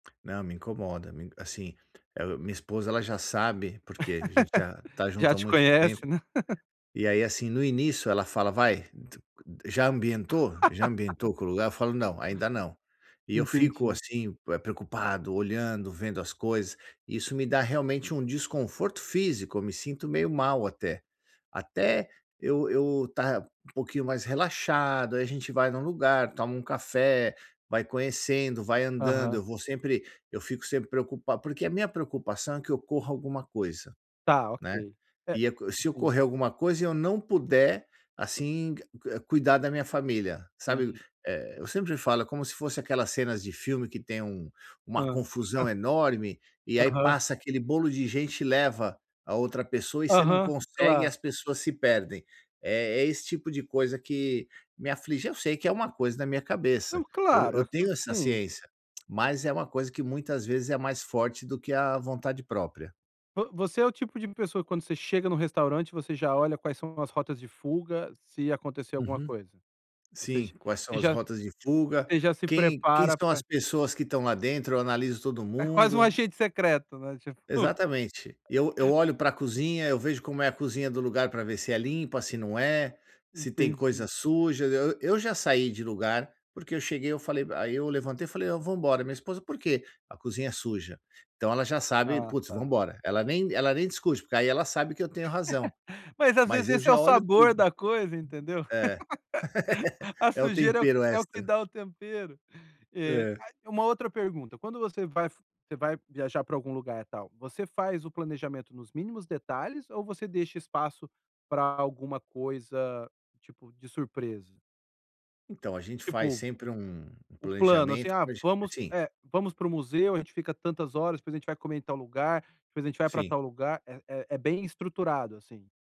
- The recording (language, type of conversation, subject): Portuguese, advice, Como posso controlar a ansiedade ao explorar lugares desconhecidos?
- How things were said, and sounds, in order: laugh; laugh; tapping; laugh; laugh; other background noise; laugh; unintelligible speech